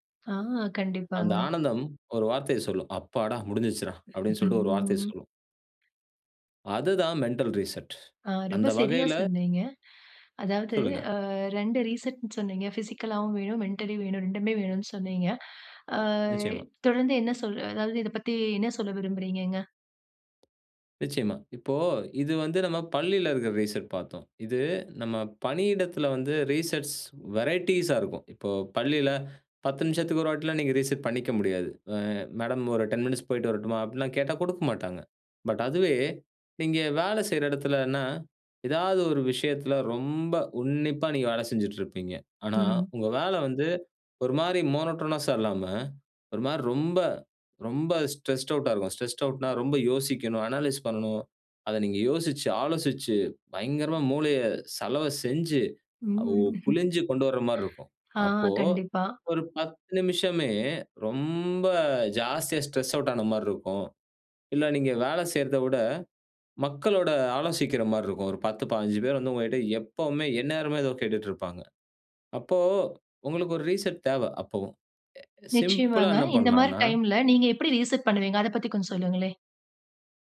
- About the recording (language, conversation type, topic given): Tamil, podcast, சிறிய இடைவெளிகளை தினசரியில் பயன்படுத்தி மனதை மீண்டும் சீரமைப்பது எப்படி?
- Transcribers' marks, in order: laughing while speaking: "ம்"; in English: "மெண்டல் ரீசெட்"; other background noise; in English: "ரீசெட்னு"; in English: "பிசிக்கலாவும்"; in English: "மென்டலி"; drawn out: "ஆ"; in English: "ரீசெட்"; in English: "ரீசெட்ஸ் வெரையட்டீஸ்சா"; in English: "ரீசெட்"; in English: "டென் மினிட்ஸ்"; in English: "பட்"; drawn out: "ரொம்ப"; in English: "மோனோட்டோனஸ்சா"; in English: "ஸ்ட்ரெஸ்ட் அவுட்"; in English: "ஸ்ட்ரெஸ்ட் ஆட்னா"; in English: "அனலீஸ்"; chuckle; drawn out: "ரொம்ப"; in English: "ஸ்ட்ரெஸ் அவுட்"; in English: "ரீசெட்"; in English: "ரீசெட்"